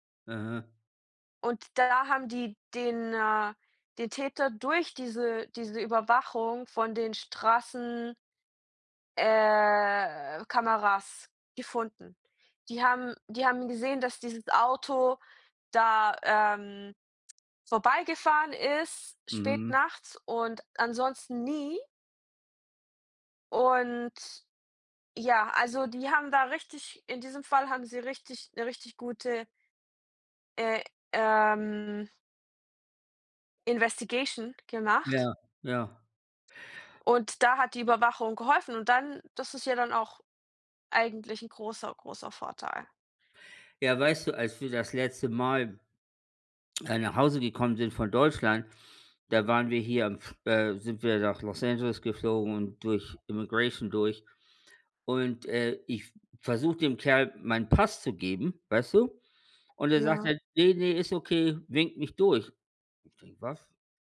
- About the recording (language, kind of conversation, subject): German, unstructured, Wie stehst du zur technischen Überwachung?
- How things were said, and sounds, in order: put-on voice: "Investigation"; put-on voice: "Immigration"